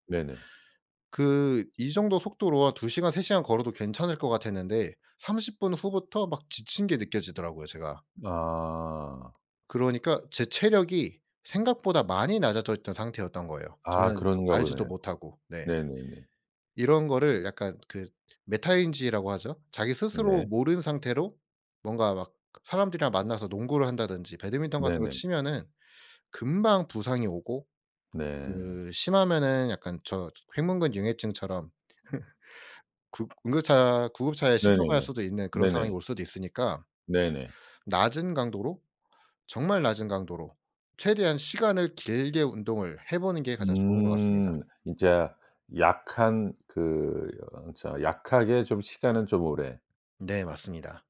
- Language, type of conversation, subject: Korean, podcast, 회복 중 운동은 어떤 식으로 시작하는 게 좋을까요?
- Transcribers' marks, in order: tapping; laugh